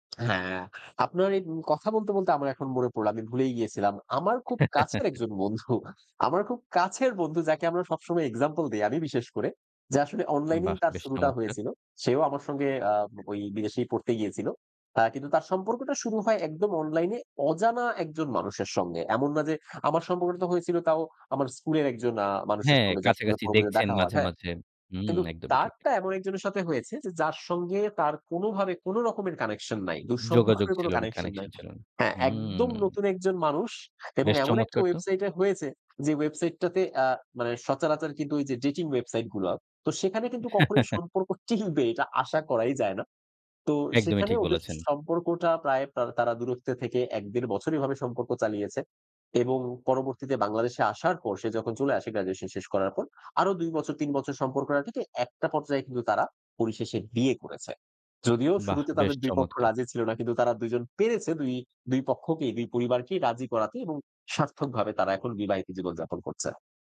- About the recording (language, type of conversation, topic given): Bengali, podcast, কীভাবে অনলাইনে শুরু হওয়া রোমান্টিক সম্পর্ক বাস্তবে টিকিয়ে রাখা যায়?
- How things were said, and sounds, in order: chuckle; tapping; laughing while speaking: "দূরসম্পর্কের"; chuckle; laughing while speaking: "টিকবে"